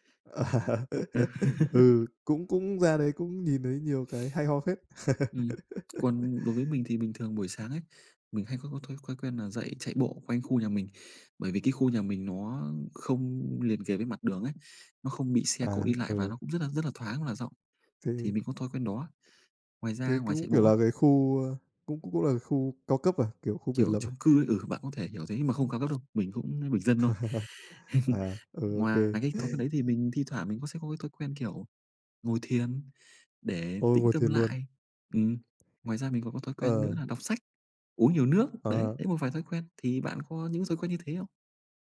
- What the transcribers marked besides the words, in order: laugh; tapping; laugh; other background noise; chuckle
- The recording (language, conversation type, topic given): Vietnamese, unstructured, Điều gì trong những thói quen hằng ngày khiến bạn cảm thấy hạnh phúc?